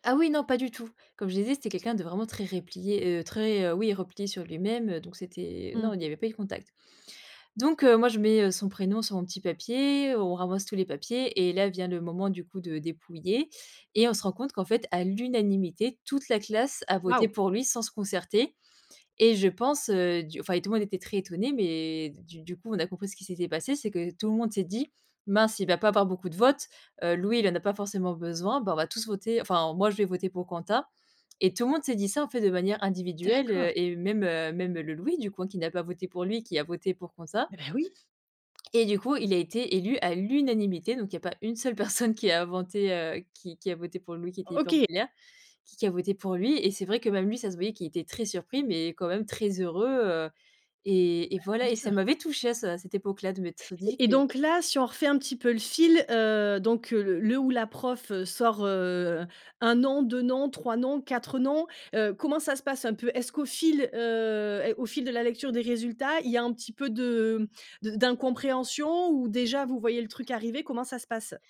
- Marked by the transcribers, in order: "replié" said as "réplié"; stressed: "l'unanimité"; other background noise; stressed: "l'unanimité"; stressed: "une"; "voté" said as "venté"; tapping
- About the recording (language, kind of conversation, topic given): French, podcast, As-tu déjà vécu un moment de solidarité qui t’a profondément ému ?